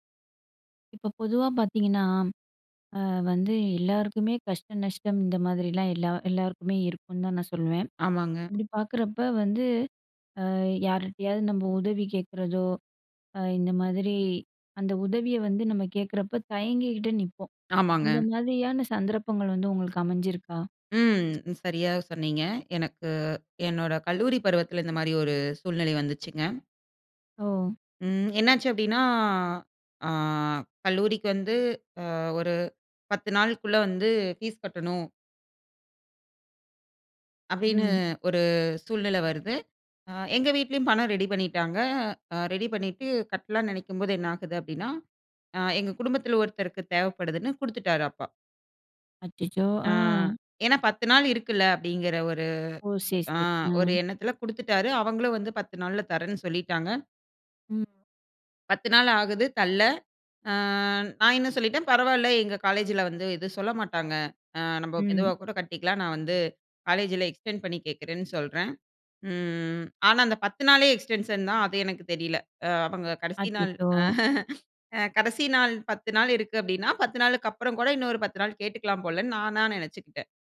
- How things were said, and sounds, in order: "இருக்கும்னு" said as "இருக்குனு"; "தரல்ல" said as "தல்ல"; in English: "எக்ஸ்டெண்ட்"; in English: "எக்ஸ்டென்ஷன்"; laugh
- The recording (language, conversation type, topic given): Tamil, podcast, சுயமாக உதவி கேட்க பயந்த தருணத்தை நீங்கள் எப்படி எதிர்கொண்டீர்கள்?